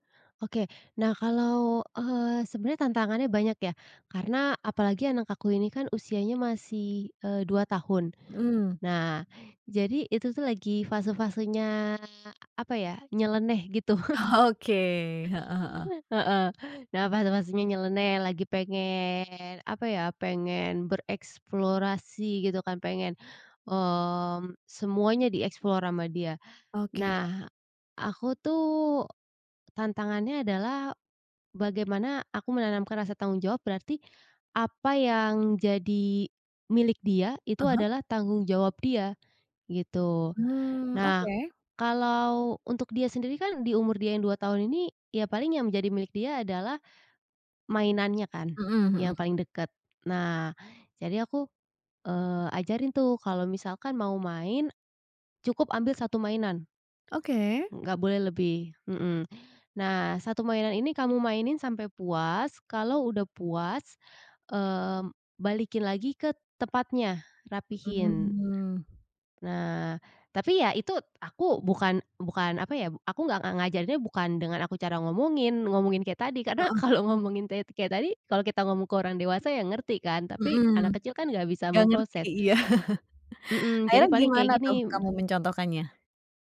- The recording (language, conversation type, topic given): Indonesian, podcast, Bagaimana kamu menyampaikan nilai kepada anak melalui contoh?
- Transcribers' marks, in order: chuckle; in English: "di-explore"; tapping; chuckle